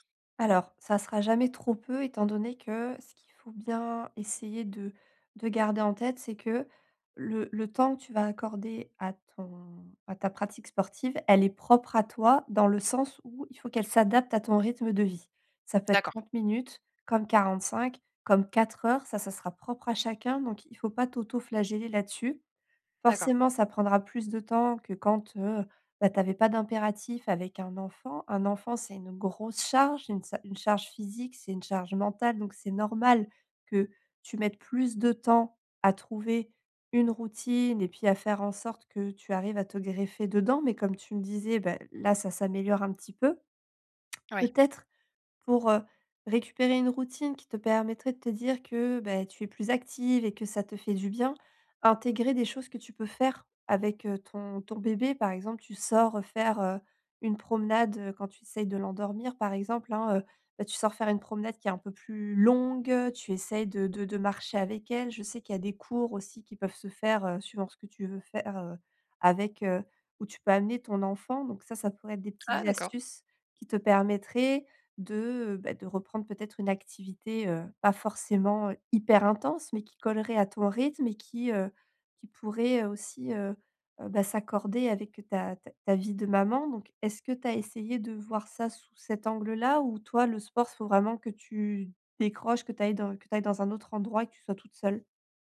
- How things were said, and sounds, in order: stressed: "vie"; stressed: "charge"; stressed: "normal"; stressed: "longue"
- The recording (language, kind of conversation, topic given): French, advice, Comment surmonter la frustration quand je progresse très lentement dans un nouveau passe-temps ?